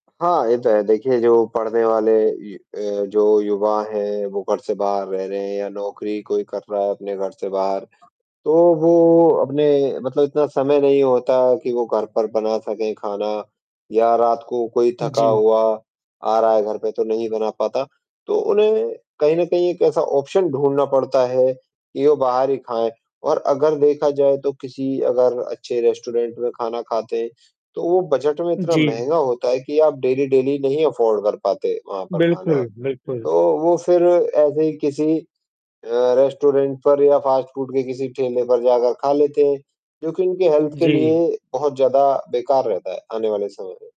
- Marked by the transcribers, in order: static; tapping; distorted speech; other background noise; in English: "ऑप्शन"; in English: "रेस्टोरेंट"; in English: "डेली-डेली"; in English: "अफ़ोर्ड"; in English: "रेस्टोरेंट"; in English: "फ़ास्ट फ़ूड"; in English: "हेल्थ"
- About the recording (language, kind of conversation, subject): Hindi, unstructured, क्या आपको डर लगता है कि फास्ट फूड खाने से आप बीमार पड़ सकते हैं?